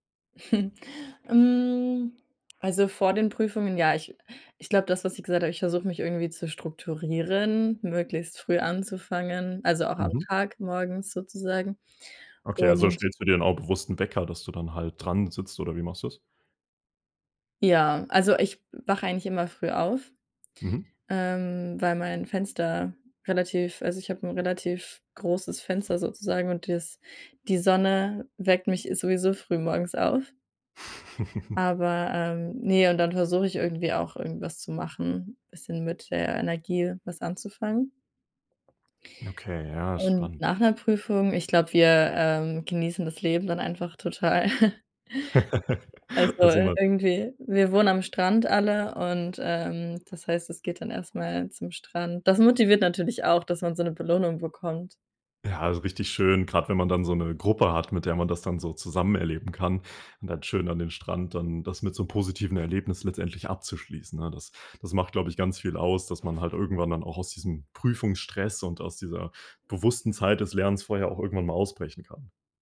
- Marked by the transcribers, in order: giggle; chuckle; giggle; laugh; other background noise
- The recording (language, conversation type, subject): German, podcast, Wie bleibst du langfristig beim Lernen motiviert?